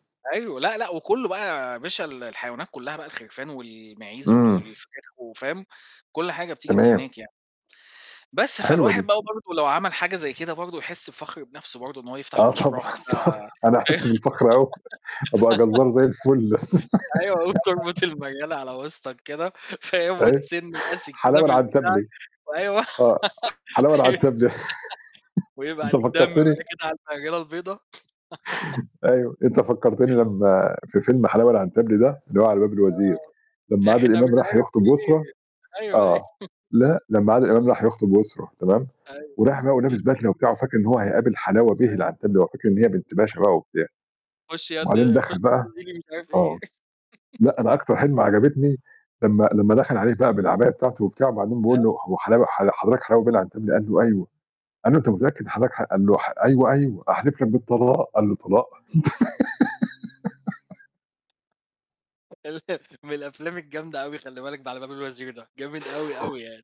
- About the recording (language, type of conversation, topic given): Arabic, unstructured, إيه أكتر حاجة بتخليك تحس بالفخر بنفسك؟
- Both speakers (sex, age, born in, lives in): male, 40-44, Egypt, Portugal; male, 40-44, Egypt, Portugal
- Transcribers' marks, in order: distorted speech; tapping; laughing while speaking: "طبعًا، طبعًا"; giggle; laughing while speaking: "وتربط المريَلة على وسطك كده، فاهم، وتسِن بقى سكينة في البتاع، وأيوه"; giggle; laugh; chuckle; laugh; chuckle; chuckle; unintelligible speech; chuckle; "حتّة" said as "حِلْمة"; laugh; unintelligible speech; giggle; laugh